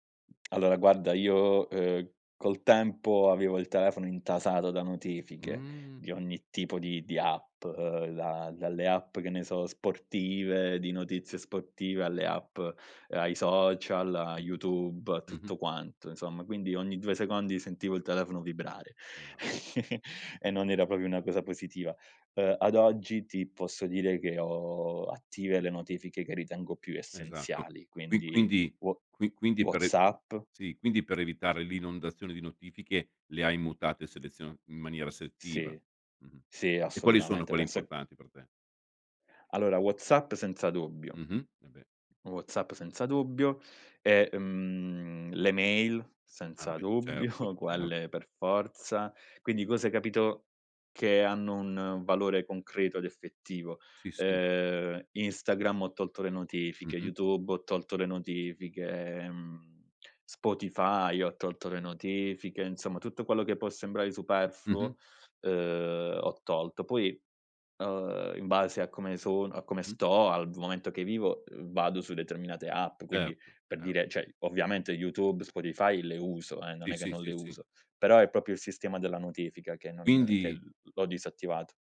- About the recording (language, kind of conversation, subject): Italian, podcast, Quali abitudini aiutano a restare concentrati quando si usano molti dispositivi?
- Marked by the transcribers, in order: stressed: "Mh"; other background noise; chuckle; "proprio" said as "propio"; chuckle; unintelligible speech; "cioè" said as "ceh"; "proprio" said as "popio"